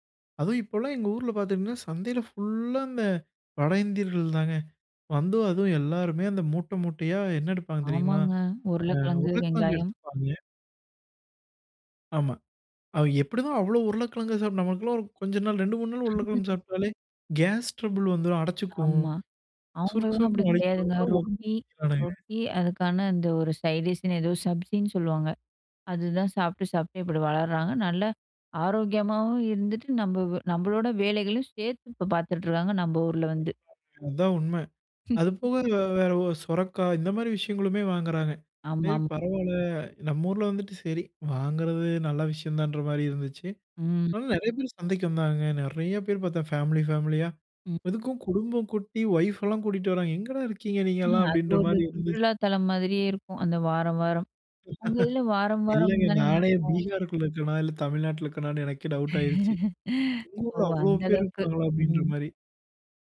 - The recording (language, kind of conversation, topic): Tamil, podcast, அருகிலுள்ள சந்தையில் சின்ன சின்ன பொருட்களை தேடிப் பார்ப்பதில் உங்களுக்கு என்ன மகிழ்ச்சி கிடைக்கிறது?
- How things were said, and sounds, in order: laugh; in English: "கேஸ் ட்ரபிள்"; other noise; in English: "சைட் டிஷ்"; in Hindi: "சப்ஜி"; other background noise; snort; snort; laugh; in English: "டவுட்"; laugh